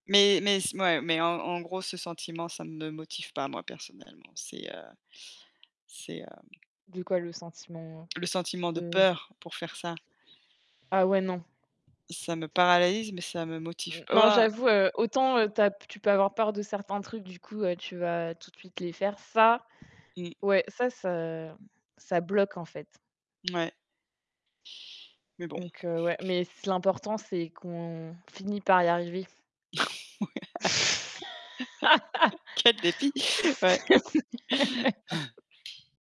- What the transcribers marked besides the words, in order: other background noise; tapping; distorted speech; static; "paralyse" said as "paralalyze"; chuckle; laughing while speaking: "Ouais. Quel défi"; laugh; chuckle
- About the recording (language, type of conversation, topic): French, unstructured, Comment gères-tu la peur de ne pas réussir à tout terminer ?